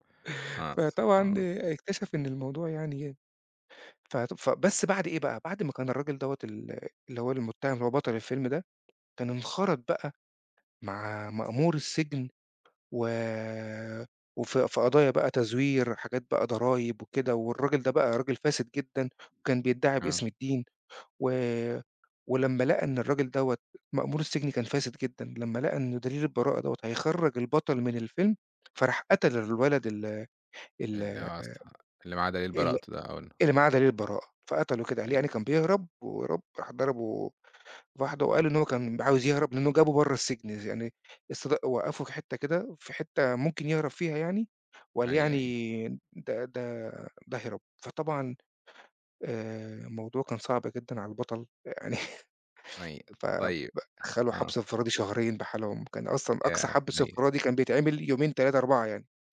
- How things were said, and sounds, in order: chuckle
- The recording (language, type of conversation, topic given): Arabic, podcast, إيه أكتر فيلم من طفولتك بتحب تفتكره، وليه؟